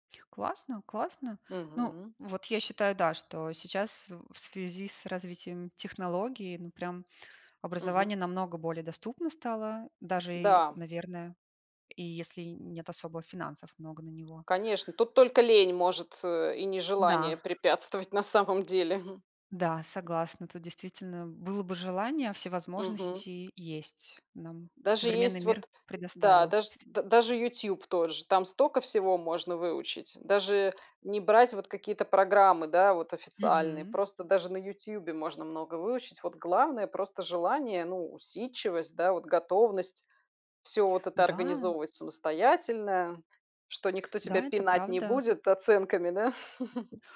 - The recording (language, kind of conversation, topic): Russian, unstructured, Как интернет влияет на образование сегодня?
- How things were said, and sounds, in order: tapping; chuckle; other background noise; chuckle